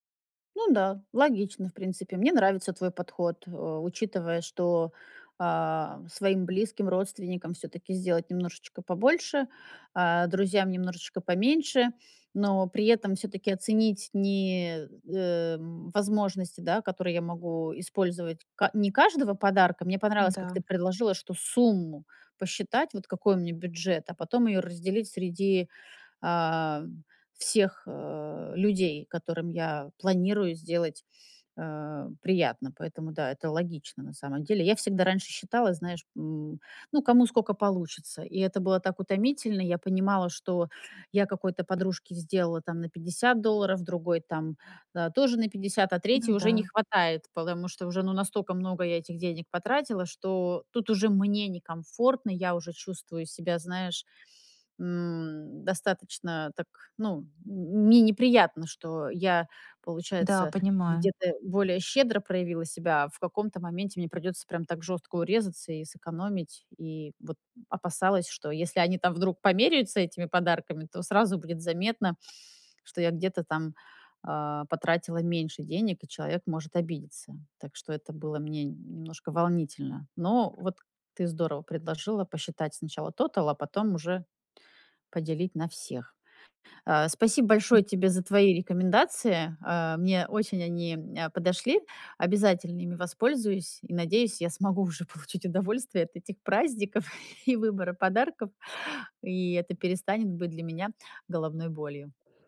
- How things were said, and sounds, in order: "понравилось" said as "понраилось"; "сколько" said as "скока"; other background noise; "настолько" said as "настока"; stressed: "мне"; in English: "тотал"; laughing while speaking: "и выбора"
- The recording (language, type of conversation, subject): Russian, advice, Как мне проще выбирать одежду и подарки для других?